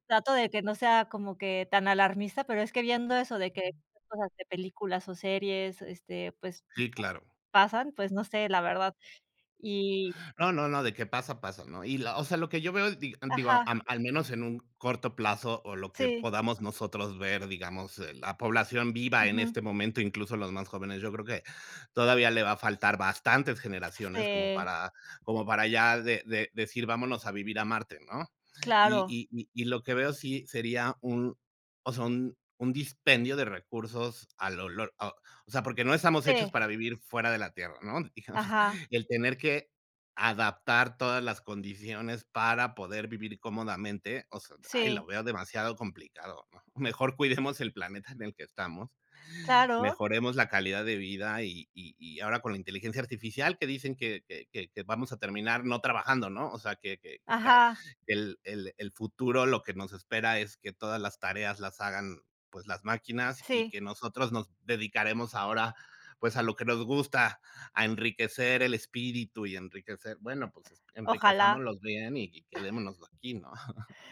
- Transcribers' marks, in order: other background noise; chuckle; chuckle
- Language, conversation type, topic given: Spanish, unstructured, ¿Cómo crees que la exploración espacial afectará nuestro futuro?